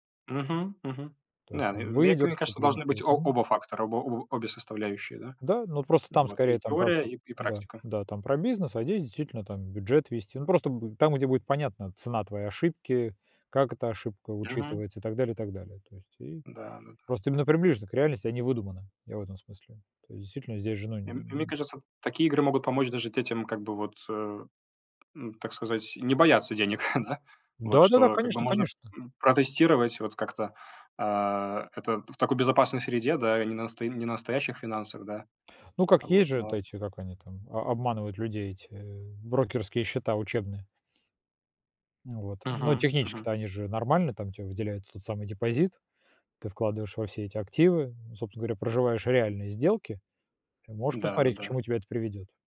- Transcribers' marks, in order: tapping; chuckle
- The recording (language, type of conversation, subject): Russian, unstructured, Нужно ли преподавать финансовую грамотность в школе?